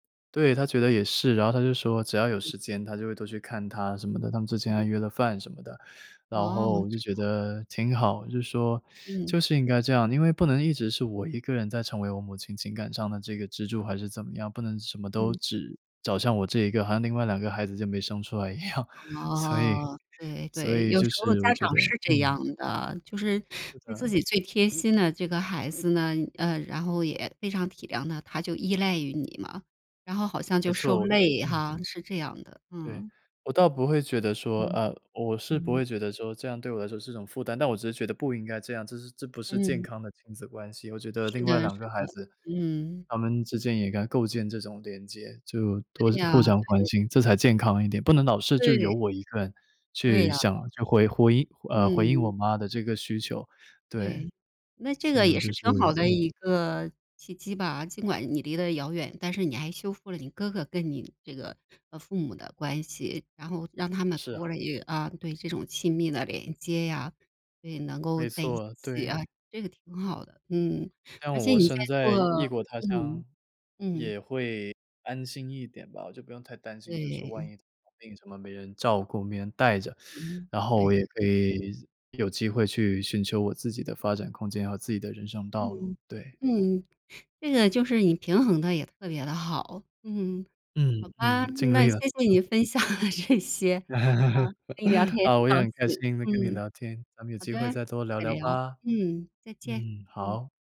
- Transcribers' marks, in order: other noise; other background noise; laughing while speaking: "一样"; teeth sucking; laughing while speaking: "的这些"; laugh
- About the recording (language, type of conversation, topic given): Chinese, podcast, 当家里长辈反对你的决定时，你会如何表达自己的想法？